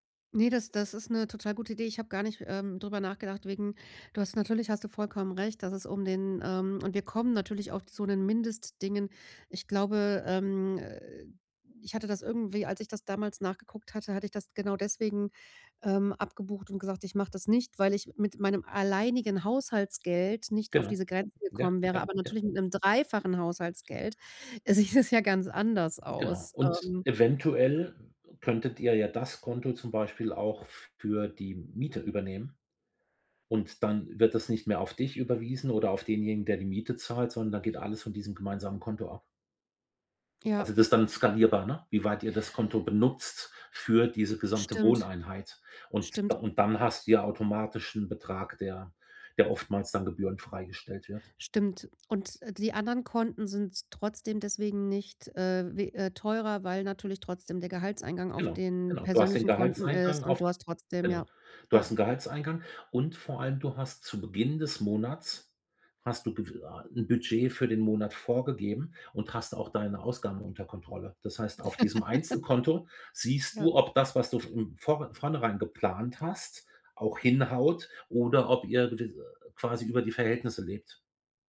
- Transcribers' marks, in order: other background noise; laughing while speaking: "sieht es"; tapping; chuckle
- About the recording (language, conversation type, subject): German, advice, Wie können wir unsere gemeinsamen Ausgaben fair und klar regeln?
- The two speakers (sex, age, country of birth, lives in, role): female, 40-44, Germany, Germany, user; male, 55-59, Germany, Germany, advisor